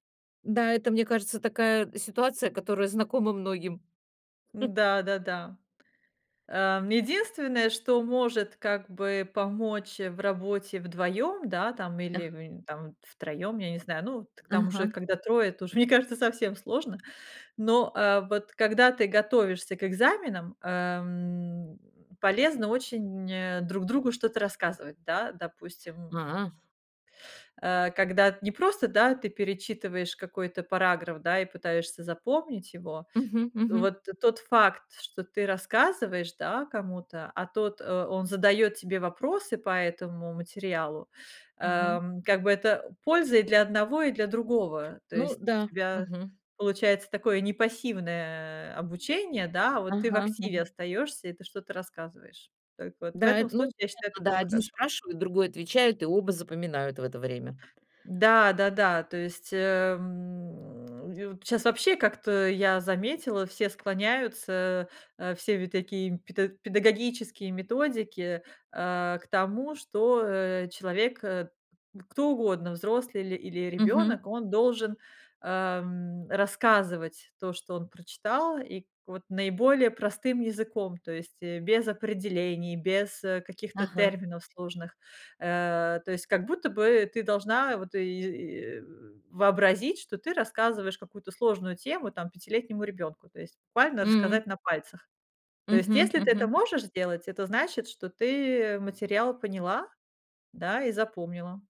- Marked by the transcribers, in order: chuckle; other background noise; tapping
- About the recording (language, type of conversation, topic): Russian, podcast, Чем учёба с друзьями отличается от учёбы в одиночку?